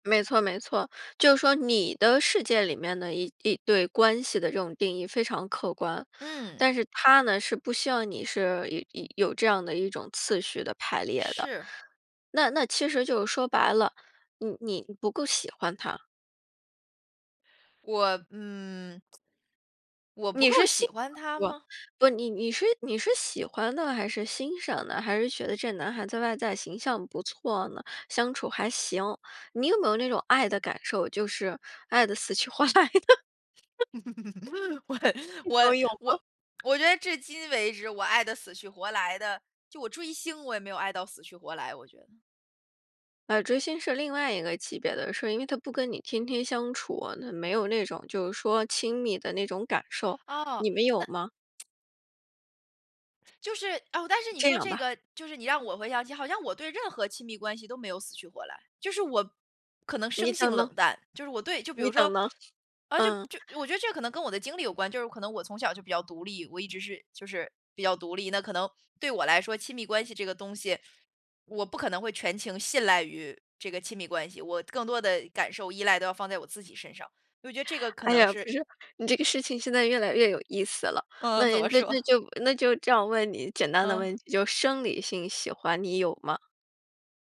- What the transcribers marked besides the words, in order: other background noise; tsk; unintelligible speech; laughing while speaking: "活来的？ 那种有吗？"; chuckle; laughing while speaking: "我"; chuckle; tsk; chuckle; laughing while speaking: "哎呀，不是"; laughing while speaking: "嗯，怎么说？"
- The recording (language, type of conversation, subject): Chinese, podcast, 有什么歌会让你想起第一次恋爱？